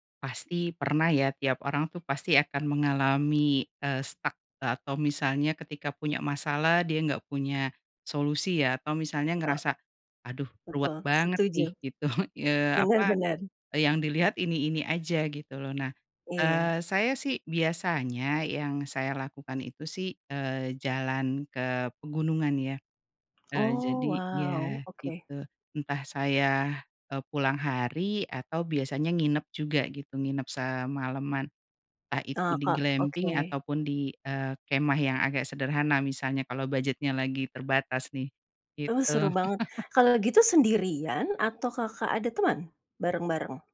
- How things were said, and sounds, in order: laughing while speaking: "gitu"; tapping; chuckle
- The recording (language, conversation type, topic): Indonesian, podcast, Bagaimana alam membantu kesehatan mentalmu berdasarkan pengalamanmu?